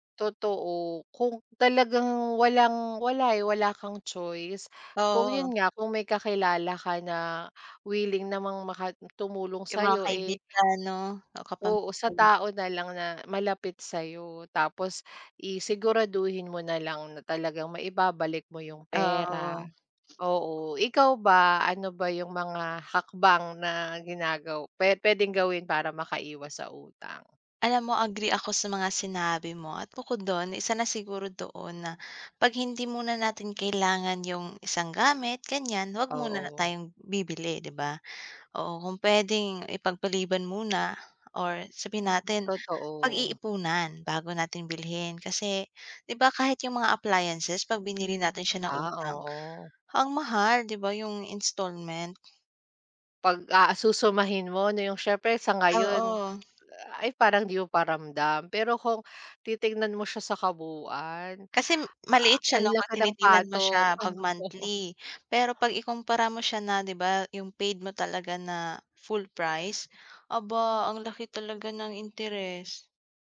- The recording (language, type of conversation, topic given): Filipino, unstructured, Ano ang mga simpleng hakbang para makaiwas sa utang?
- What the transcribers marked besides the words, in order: other background noise; tapping; unintelligible speech; chuckle